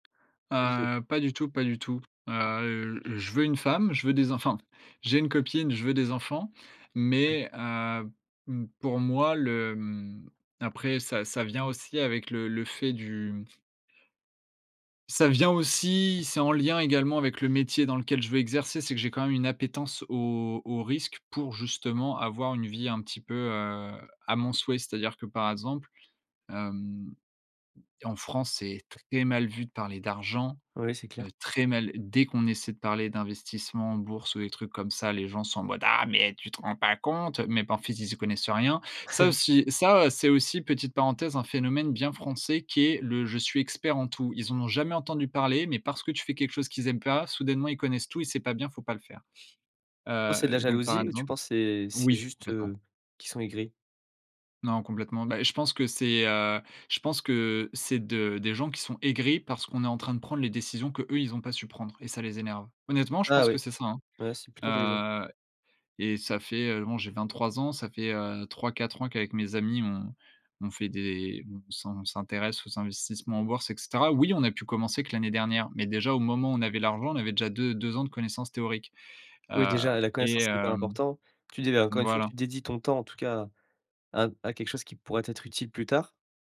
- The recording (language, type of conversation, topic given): French, podcast, C’est quoi, pour toi, une vie réussie ?
- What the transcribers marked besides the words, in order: tapping; put-on voice: "Ah mais tu te rends pas compte !"; "contre" said as "fise"; chuckle